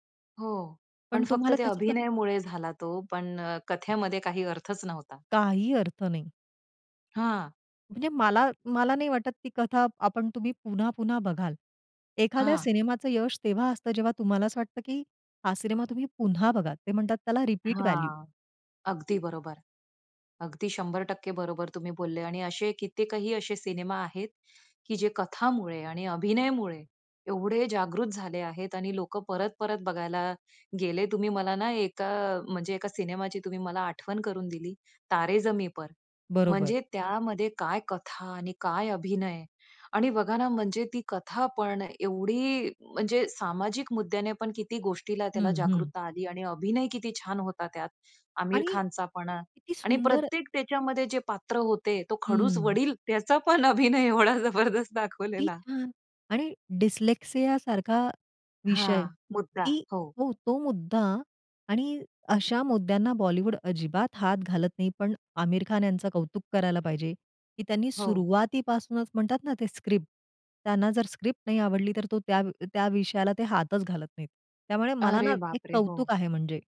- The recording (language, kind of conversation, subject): Marathi, podcast, सिनेमा पाहताना तुमच्यासाठी काय अधिक महत्त्वाचे असते—कथा की अभिनय?
- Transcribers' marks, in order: other background noise; in English: "रिपीट व्हॅल्यू"; laughing while speaking: "त्याचा पण अभिनय एवढा जबरदस्त दाखवलेला"; in English: "डिस्लेक्सियासारखा"; in English: "स्क्रिप्ट"; in English: "स्क्रिप्ट"